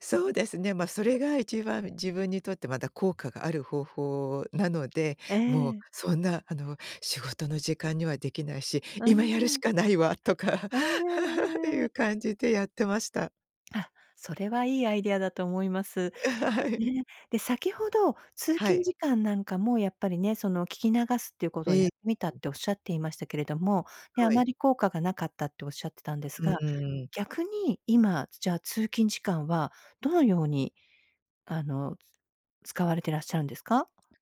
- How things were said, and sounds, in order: laugh; laughing while speaking: "とか"; laugh; laughing while speaking: "あ、はい"; other background noise; other noise
- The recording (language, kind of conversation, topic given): Japanese, podcast, 時間がないとき、効率よく学ぶためにどんな工夫をしていますか？